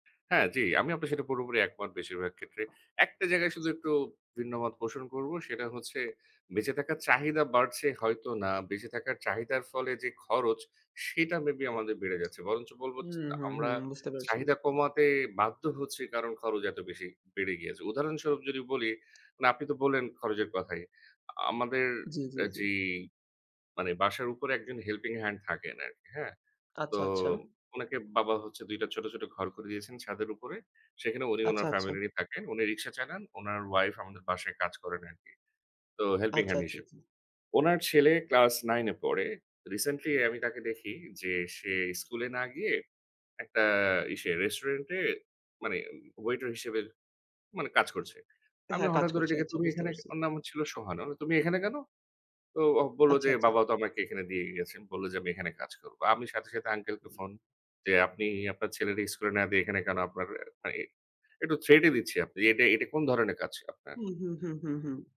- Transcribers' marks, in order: other background noise; tapping; in English: "helping hand"; in English: "helping hand"; in English: "recently"
- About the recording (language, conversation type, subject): Bengali, unstructured, বেঁচে থাকার খরচ বেড়ে যাওয়া সম্পর্কে আপনার মতামত কী?